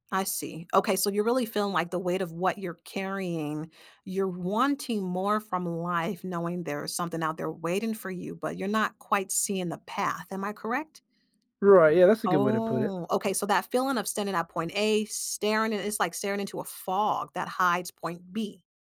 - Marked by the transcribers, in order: drawn out: "Oh"
- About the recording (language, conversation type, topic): English, advice, How do I decide which goals to prioritize?
- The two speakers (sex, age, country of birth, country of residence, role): female, 35-39, United States, United States, advisor; male, 35-39, United States, United States, user